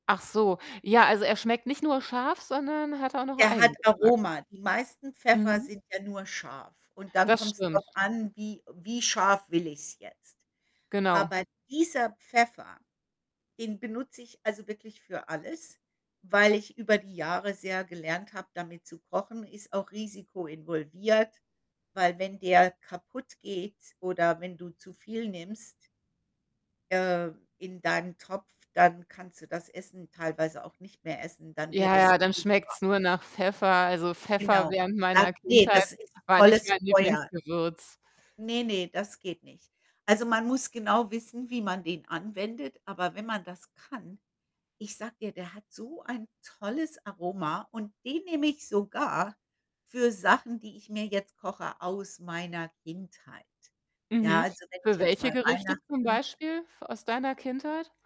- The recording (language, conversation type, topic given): German, unstructured, Welches Essen erinnert dich an deine Kindheit?
- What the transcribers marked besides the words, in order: other background noise; distorted speech